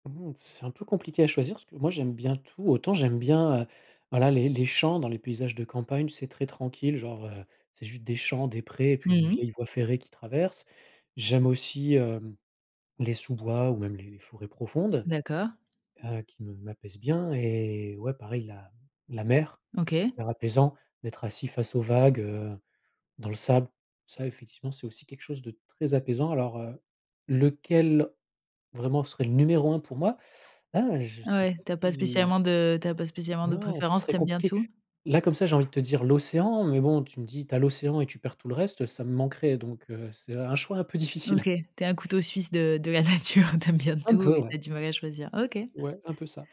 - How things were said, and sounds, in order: laughing while speaking: "de la nature. Tu aimes bien"
- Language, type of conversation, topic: French, podcast, Comment la nature t’aide-t-elle à gérer le stress du quotidien ?